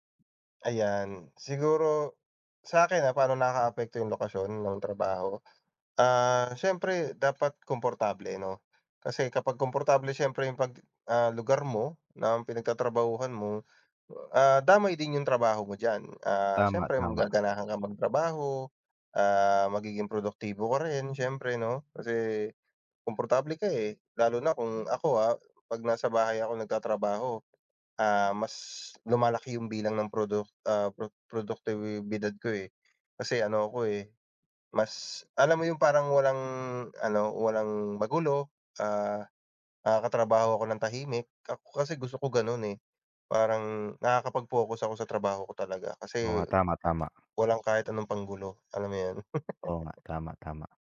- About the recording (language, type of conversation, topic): Filipino, unstructured, Mas pipiliin mo bang magtrabaho sa opisina o sa bahay?
- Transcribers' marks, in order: chuckle